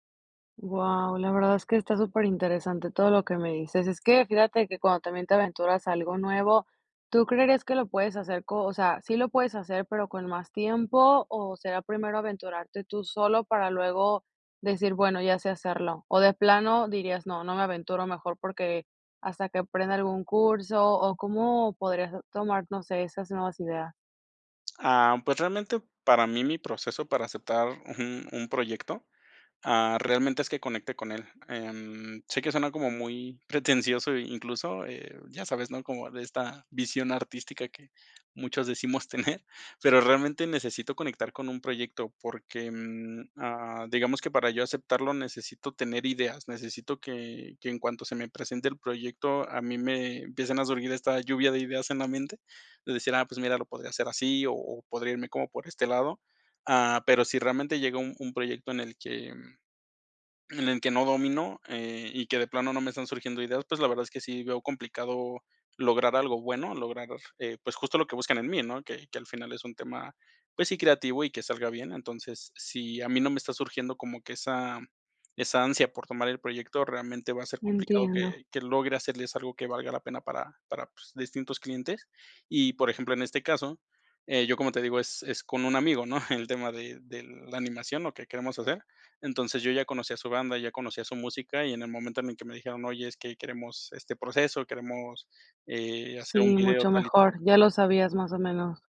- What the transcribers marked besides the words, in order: tapping; chuckle; chuckle; chuckle
- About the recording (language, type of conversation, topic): Spanish, podcast, ¿Cómo recuperas la confianza después de fallar?